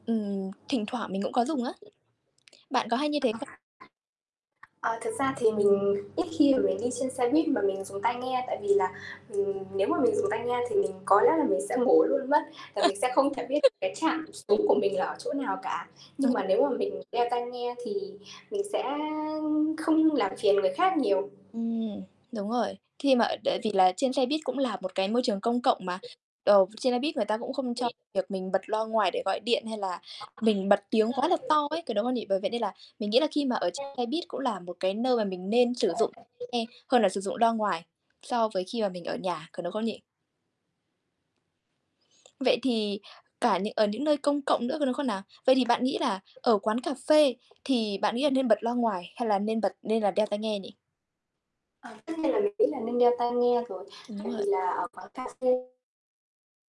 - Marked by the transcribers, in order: other background noise; tapping; distorted speech; static; mechanical hum; laugh; unintelligible speech; unintelligible speech
- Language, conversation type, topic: Vietnamese, unstructured, Bạn thích nghe nhạc bằng tai nghe hay loa ngoài hơn?